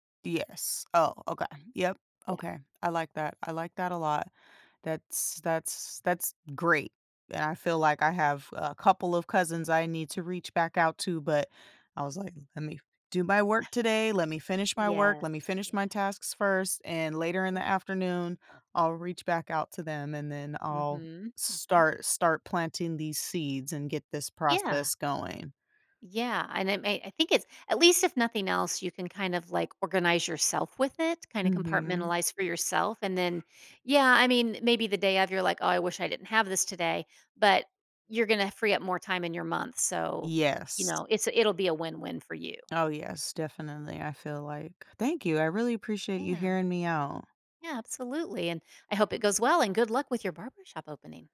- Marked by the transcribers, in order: chuckle
- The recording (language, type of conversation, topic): English, advice, How can I set healthy boundaries without feeling guilty?